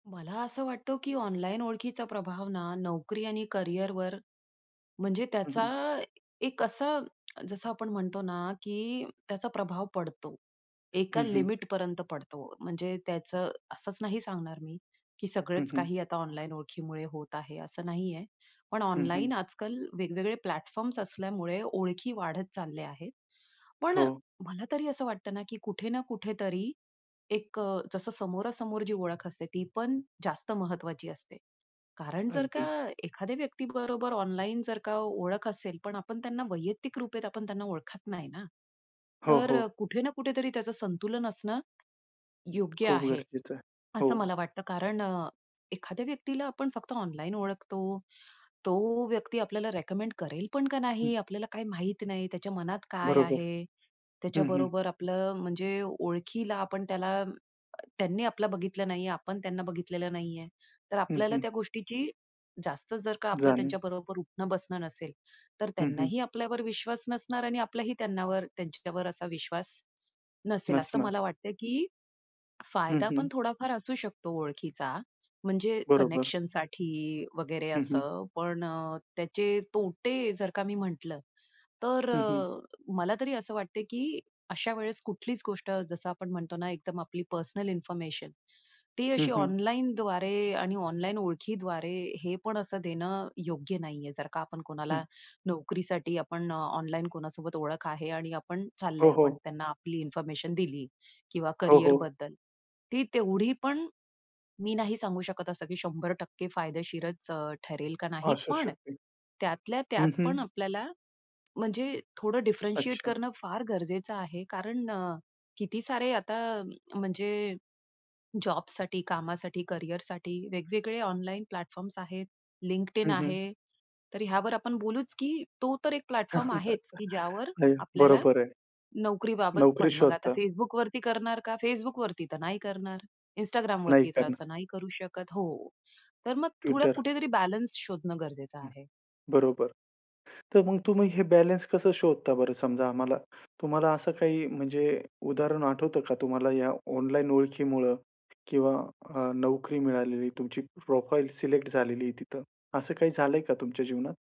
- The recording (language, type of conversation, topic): Marathi, podcast, ऑनलाइन उपस्थितीचा नोकरी आणि व्यावसायिक वाटचालीवर किती प्रभाव पडतो?
- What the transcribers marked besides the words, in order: other background noise; tapping; in English: "प्लॅटफॉर्म्स"; in English: "प्लॅटफॉर्म्स"; in English: "प्लॅटफॉर्म"; chuckle; unintelligible speech; in English: "प्रोफाइल"